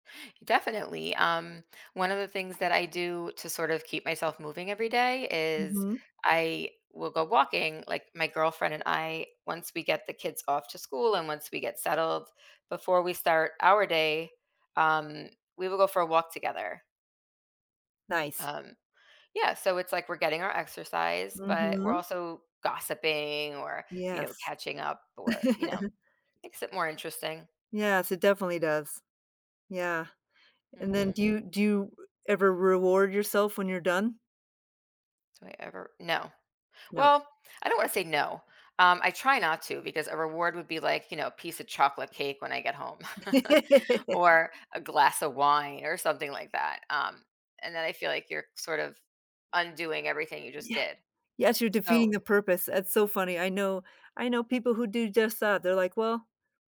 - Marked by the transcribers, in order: chuckle; laugh; chuckle
- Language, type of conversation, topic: English, unstructured, What helps you enjoy being active and look forward to exercise?